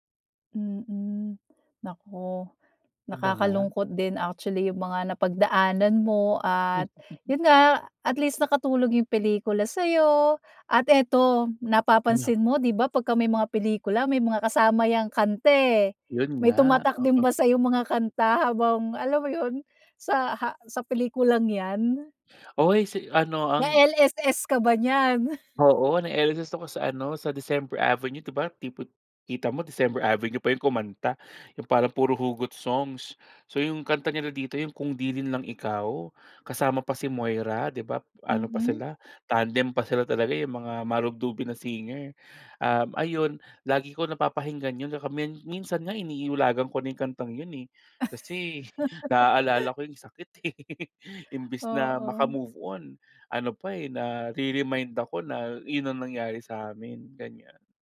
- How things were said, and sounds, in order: chuckle; other background noise; gasp; in English: "Na-LSS"; chuckle; "iniilagan" said as "iniulagan"; laugh; gasp; chuckle
- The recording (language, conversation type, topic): Filipino, podcast, Ano ang paborito mong pelikula, at bakit ito tumatak sa’yo?